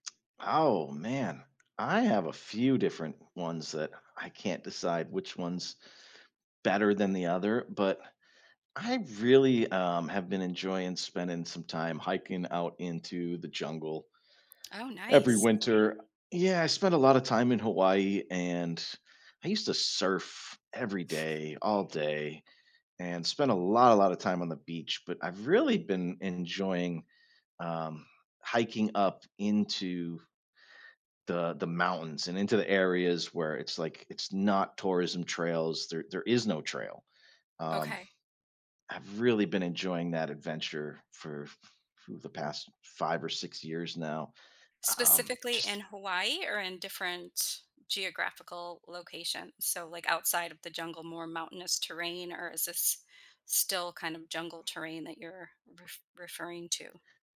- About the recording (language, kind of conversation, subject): English, unstructured, What makes a day feel truly adventurous and memorable to you?
- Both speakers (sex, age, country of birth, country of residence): female, 50-54, United States, United States; male, 45-49, United States, United States
- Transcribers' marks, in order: other background noise; scoff